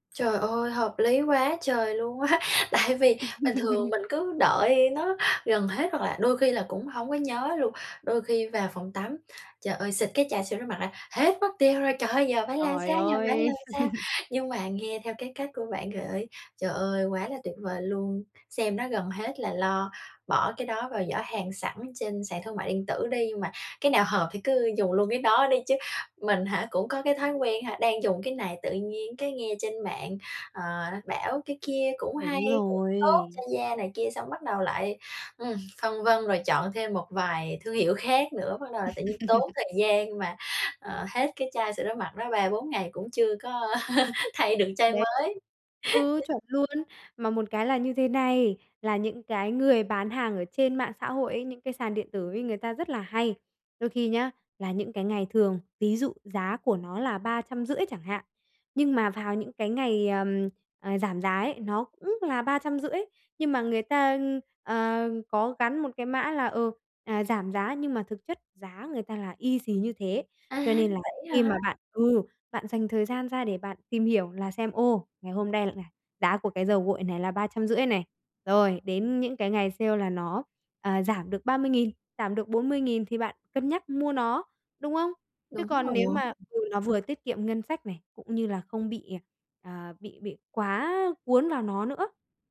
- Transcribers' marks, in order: laughing while speaking: "á! Tại vì"; laugh; tapping; laugh; laugh; unintelligible speech; laugh; other background noise
- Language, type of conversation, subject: Vietnamese, advice, Làm sao mua sắm nhanh chóng và tiện lợi khi tôi rất bận?